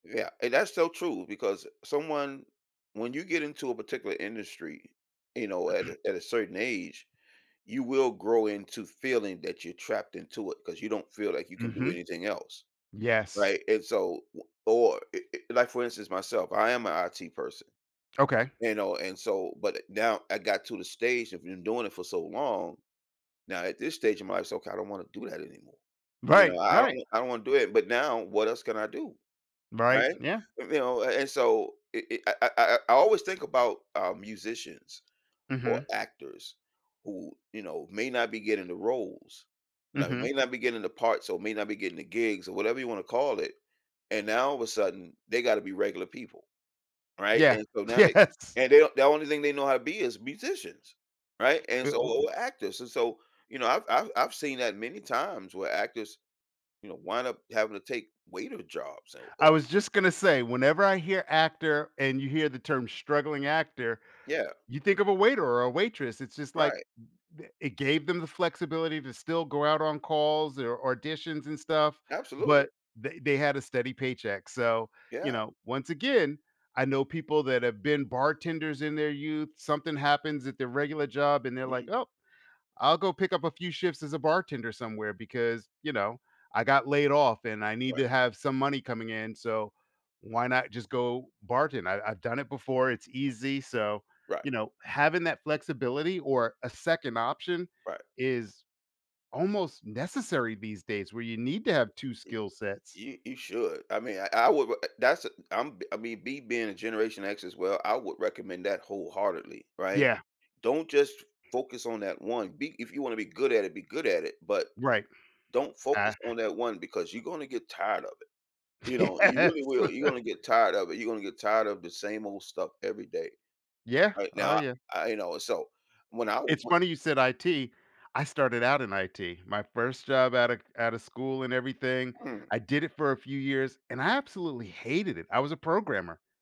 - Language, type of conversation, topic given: English, podcast, What helps someone succeed and feel comfortable when starting a new job?
- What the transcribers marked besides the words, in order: throat clearing; laughing while speaking: "Yes"; other background noise; laughing while speaking: "Yes"; chuckle